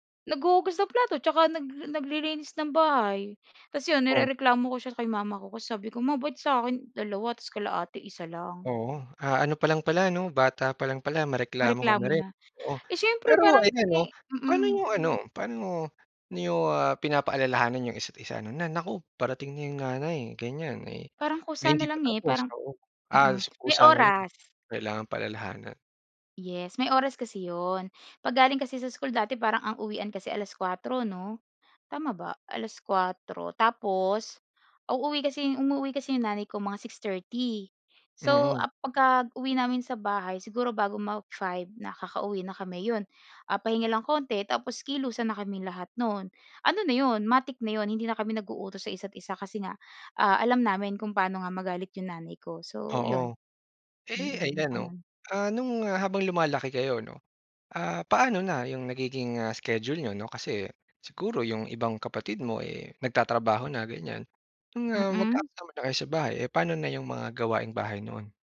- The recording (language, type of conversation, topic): Filipino, podcast, Paano ninyo hinahati-hati ang mga gawaing-bahay sa inyong pamilya?
- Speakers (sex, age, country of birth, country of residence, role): female, 25-29, Philippines, Philippines, guest; male, 30-34, Philippines, Philippines, host
- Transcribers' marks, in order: none